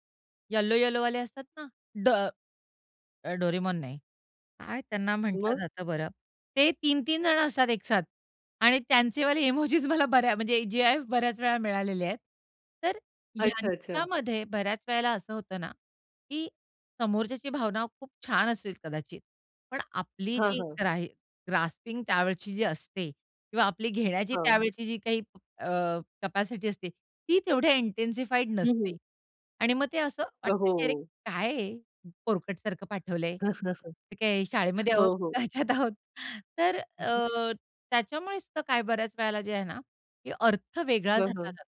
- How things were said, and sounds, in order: in English: "ग्रास्पिंग"; in English: "इंटेन्सिफाईड"; chuckle; other background noise; laughing while speaking: "ह्याच्यात आहोत"; other noise
- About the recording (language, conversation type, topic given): Marathi, podcast, तुम्ही इमोजी आणि GIF कधी आणि का वापरता?